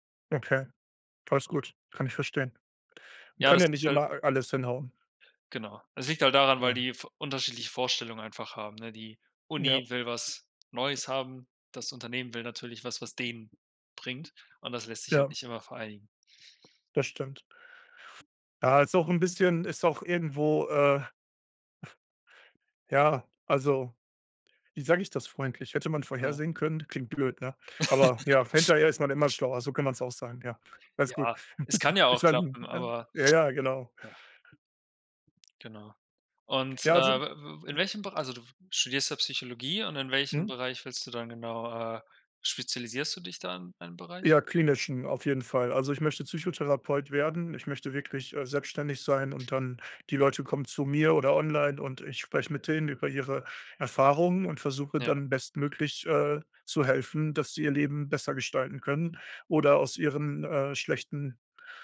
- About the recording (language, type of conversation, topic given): German, unstructured, Wie bist du zu deinem aktuellen Job gekommen?
- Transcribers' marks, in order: stressed: "denen"; laugh; other background noise; giggle